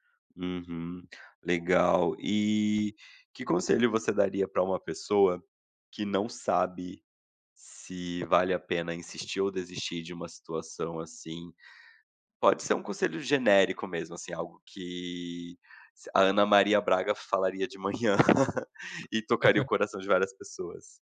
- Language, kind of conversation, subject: Portuguese, podcast, Como saber quando é hora de insistir ou desistir?
- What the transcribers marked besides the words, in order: tapping; chuckle; other background noise; chuckle